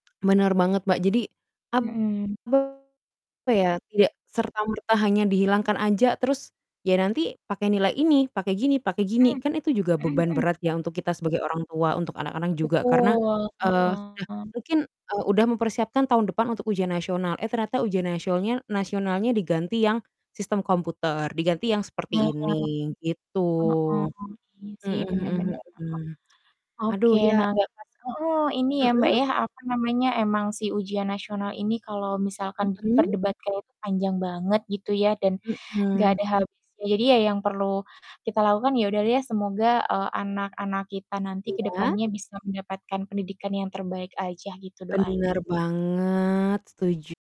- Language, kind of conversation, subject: Indonesian, unstructured, Apakah ujian nasional masih relevan untuk menilai kemampuan siswa?
- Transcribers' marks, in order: distorted speech